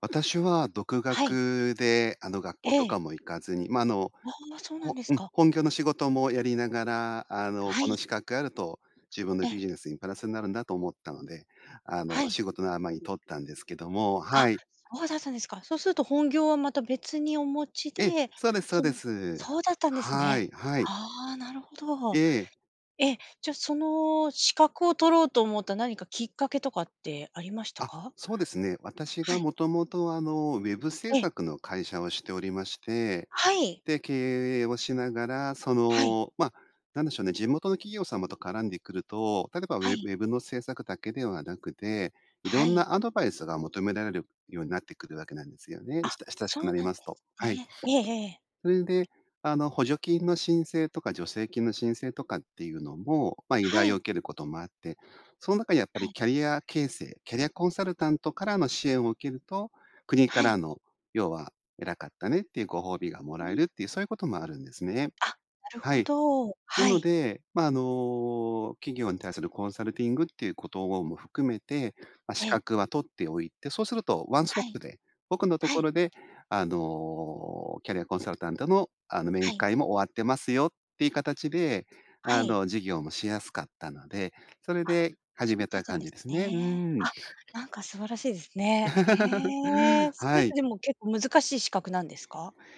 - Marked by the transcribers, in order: tapping; other background noise; other noise; laugh
- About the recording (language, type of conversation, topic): Japanese, podcast, 質問をうまく活用するコツは何だと思いますか？